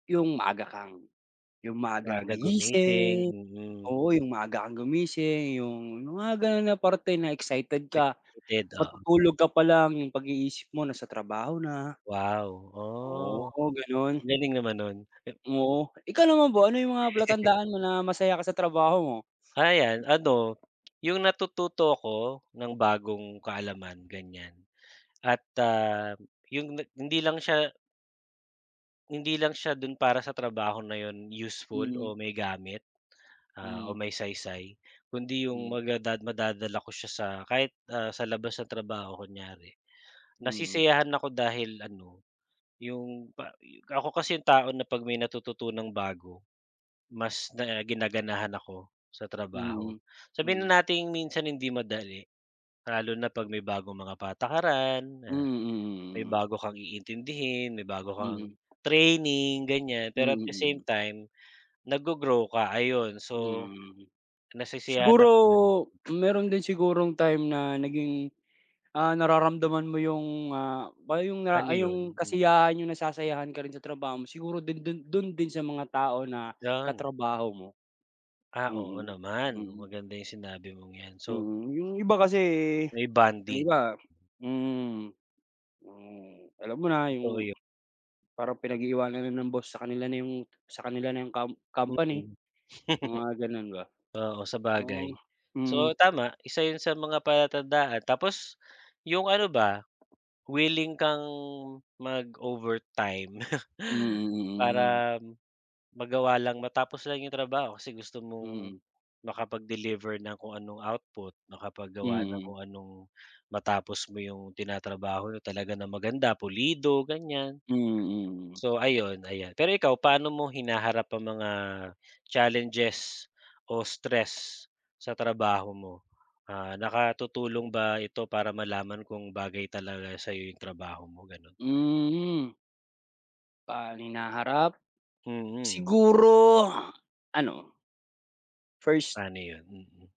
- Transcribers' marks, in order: unintelligible speech; chuckle; other background noise; tapping; chuckle; chuckle
- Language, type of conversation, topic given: Filipino, unstructured, Paano mo malalaman kung tama ang trabahong pinili mo?